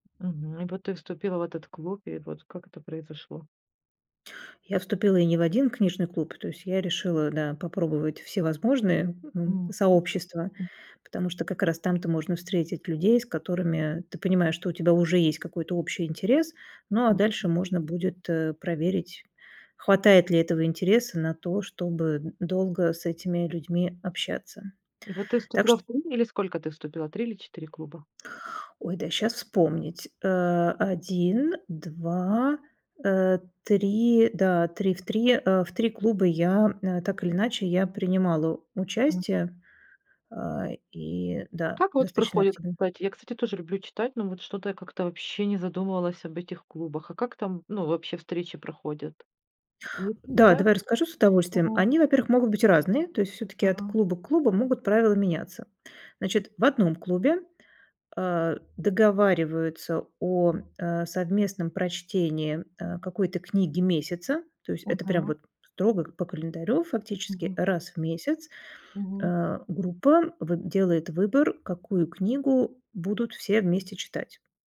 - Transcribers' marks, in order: tapping; unintelligible speech
- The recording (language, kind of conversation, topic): Russian, podcast, Как понять, что ты наконец нашёл своё сообщество?